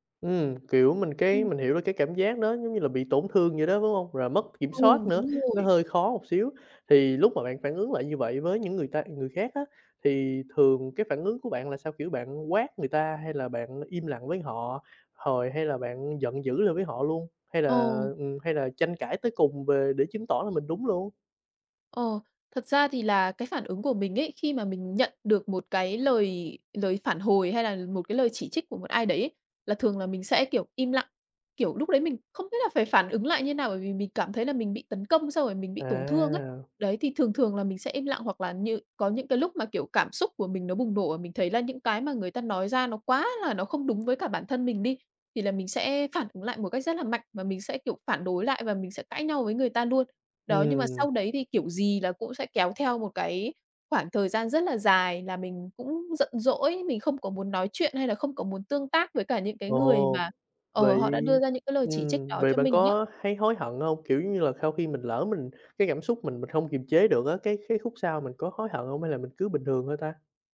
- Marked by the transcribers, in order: tapping; other background noise
- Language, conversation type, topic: Vietnamese, advice, Làm sao để tiếp nhận lời chỉ trích mà không phản ứng quá mạnh?